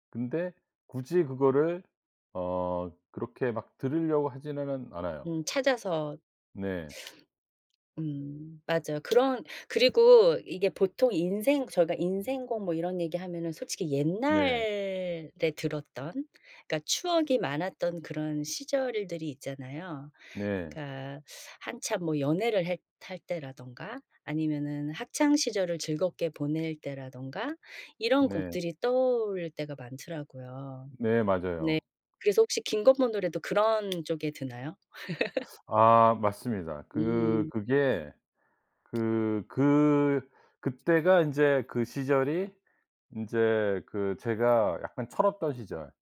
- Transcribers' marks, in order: "하지는" said as "하지느는"; other background noise; laugh
- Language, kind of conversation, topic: Korean, podcast, 인생 곡을 하나만 꼽는다면 어떤 곡인가요?
- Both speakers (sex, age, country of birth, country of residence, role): female, 45-49, South Korea, United States, host; male, 55-59, South Korea, United States, guest